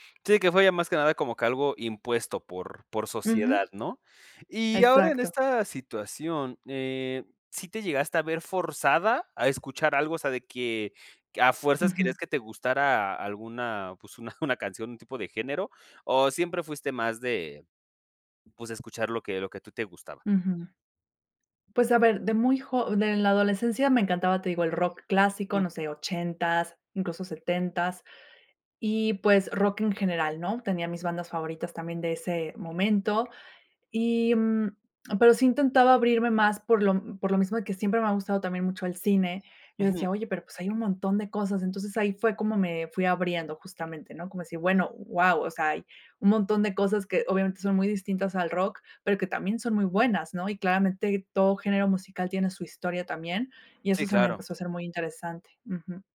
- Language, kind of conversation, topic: Spanish, podcast, ¿Qué te llevó a explorar géneros que antes rechazabas?
- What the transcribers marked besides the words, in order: laughing while speaking: "una"; tapping